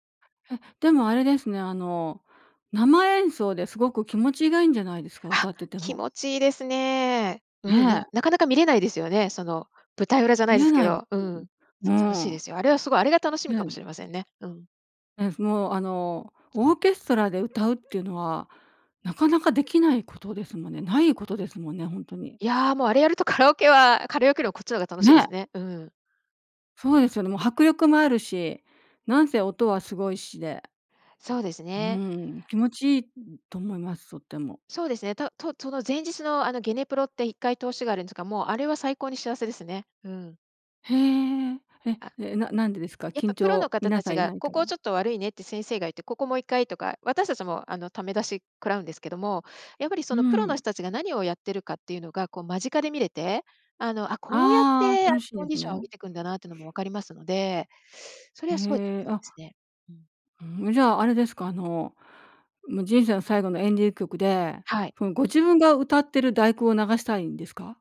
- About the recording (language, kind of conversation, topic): Japanese, podcast, 人生の最期に流したい「エンディング曲」は何ですか？
- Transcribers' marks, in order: unintelligible speech; other background noise